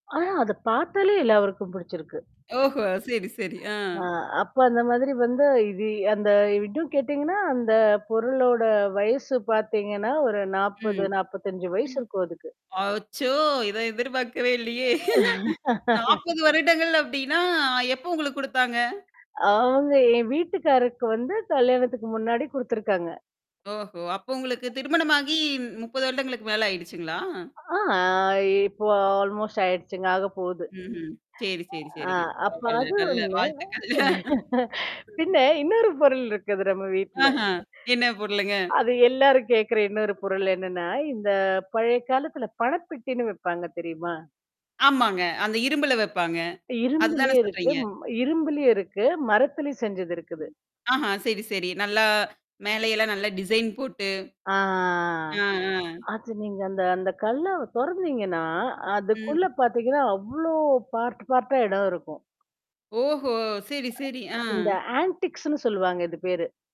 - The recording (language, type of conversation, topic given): Tamil, podcast, உங்கள் வீட்டுக்கு தனிச்சிறப்பு தரும் ஒரு சின்னப் பொருள் எது?
- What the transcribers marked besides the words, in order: unintelligible speech; chuckle; laugh; other noise; drawn out: "ஆ"; in English: "ஆல்மோஸ்ட்"; chuckle; chuckle; in English: "பார்ட்ட், பார்ட்ட்டா"; in English: "ஆன்டிக்ஸ்ன்னு"